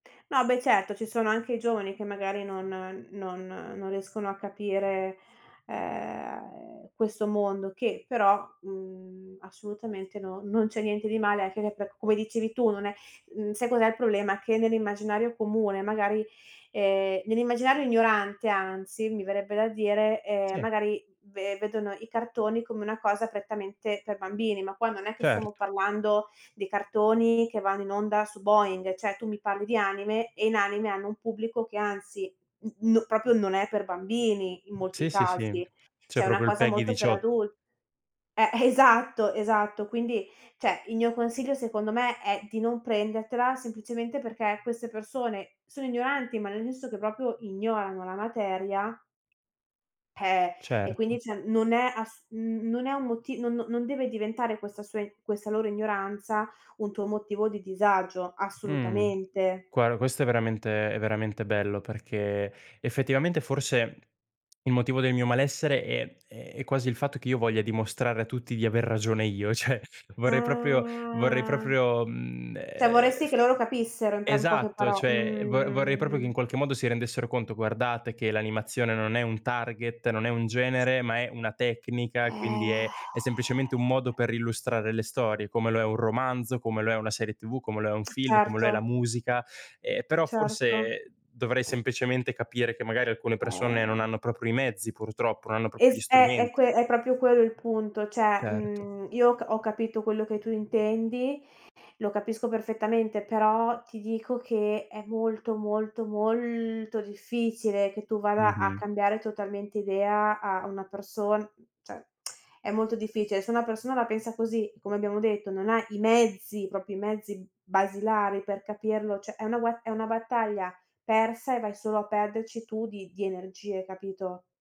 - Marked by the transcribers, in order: background speech; other background noise; "riescono" said as "rescono"; "proprio" said as "propio"; tapping; "proprio" said as "propio"; "cioè" said as "ceh"; laughing while speaking: "esatto"; "cioè" said as "ceh"; "senso" said as "nenso"; "proprio" said as "propio"; laughing while speaking: "ceh"; "cioè" said as "ceh"; "proprio" said as "propio"; drawn out: "Ah"; "Cioè" said as "ceh"; "proprio" said as "propio"; drawn out: "mh"; in English: "target"; sigh; "proprio" said as "propio"; "proprio" said as "propio"; "cioè" said as "ceh"; drawn out: "molto"; "cioè" said as "ceh"; tsk; "proprio" said as "propio"; "cioè" said as "ceh"
- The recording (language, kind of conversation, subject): Italian, advice, Come fai a nascondere i tuoi interessi o le tue passioni per non sembrare strano?